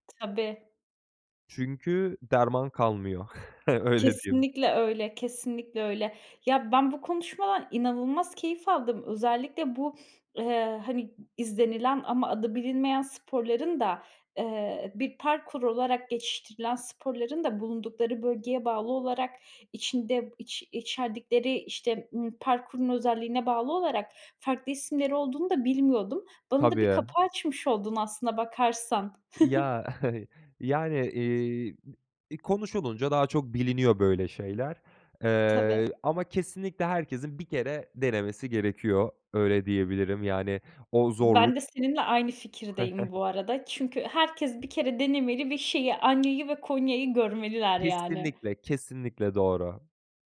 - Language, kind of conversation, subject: Turkish, podcast, Yeni bir hobiye nasıl başlarsınız?
- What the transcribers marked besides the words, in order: other background noise; chuckle; laughing while speaking: "öyle diyeyim"; chuckle; chuckle; tapping; "Hanya'yı" said as "Anya'yı"